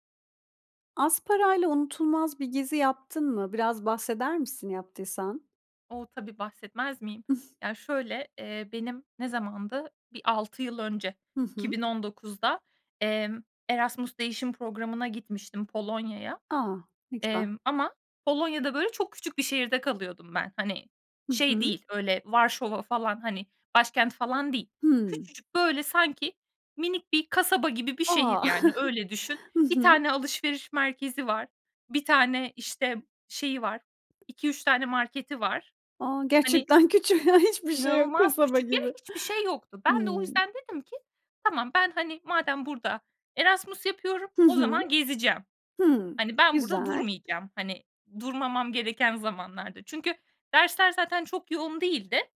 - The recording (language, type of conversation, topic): Turkish, podcast, Az bir bütçeyle unutulmaz bir gezi yaptın mı, nasıl geçti?
- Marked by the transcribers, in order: other noise; other background noise; chuckle; tapping; laughing while speaking: "Gerçekten küçük. Hiçbir şey yok. Kasaba gibi"